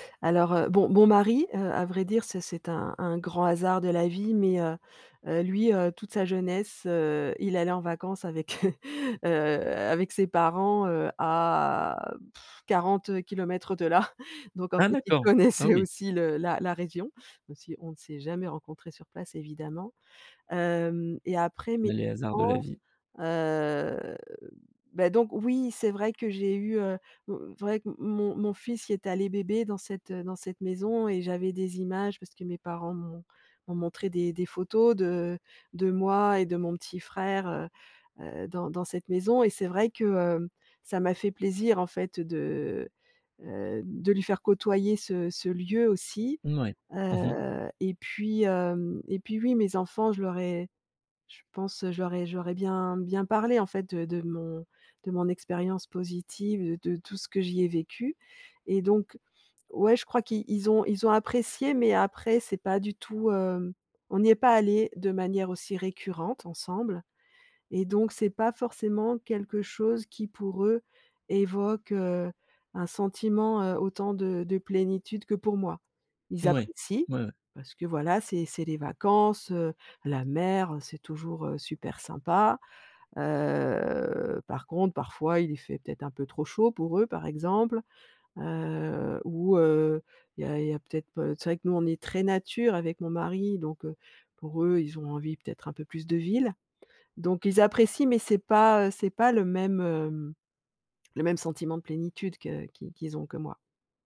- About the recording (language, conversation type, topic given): French, podcast, Quel parfum ou quelle odeur te ramène instantanément en enfance ?
- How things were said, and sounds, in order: sigh; chuckle